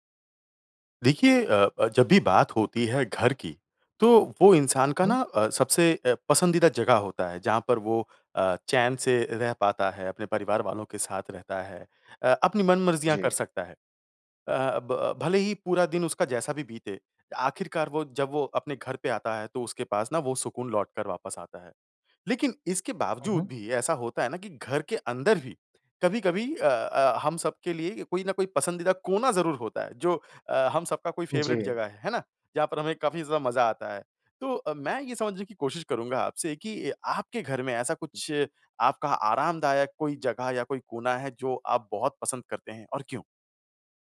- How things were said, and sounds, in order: in English: "फ़ेवरेट"
- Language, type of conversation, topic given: Hindi, podcast, तुम्हारे घर की सबसे आरामदायक जगह कौन सी है और क्यों?
- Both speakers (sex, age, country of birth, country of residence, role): male, 30-34, India, India, guest; male, 30-34, India, India, host